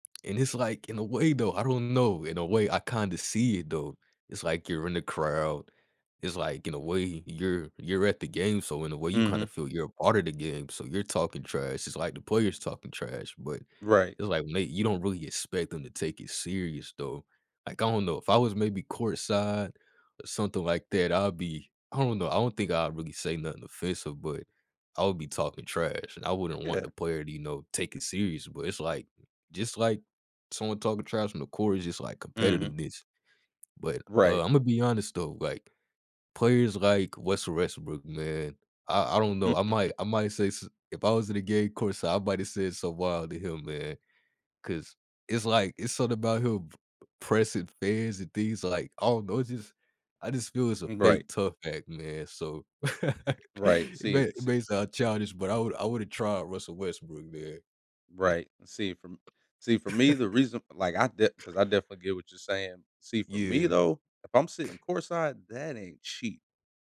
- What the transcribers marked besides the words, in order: tapping; chuckle; laugh; laugh
- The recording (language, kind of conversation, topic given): English, unstructured, What makes a live event more appealing to you—a sports game or a concert?